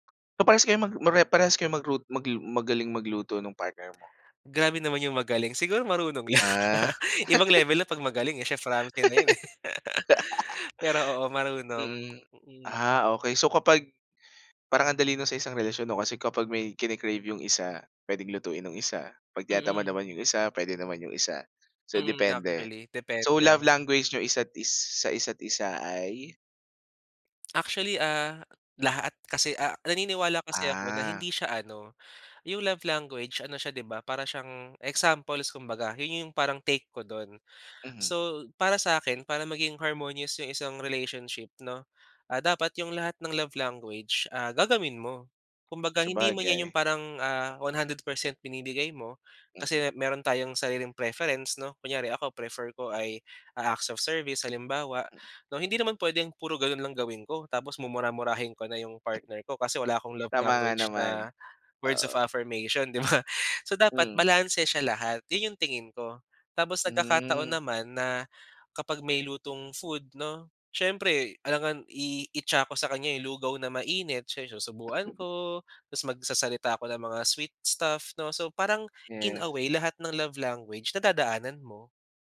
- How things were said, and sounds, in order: laugh; laughing while speaking: "lang"; laugh; in English: "love language"; in English: "love language"; in English: "harmonious"; in English: "love language"; in English: "acts of service"; in English: "love language"; in English: "words of affirmation"; laughing while speaking: "'di ba?"; in English: "sweet stuff"; in English: "love language"
- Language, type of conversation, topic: Filipino, podcast, Paano ninyo ipinapakita ang pagmamahal sa pamamagitan ng pagkain?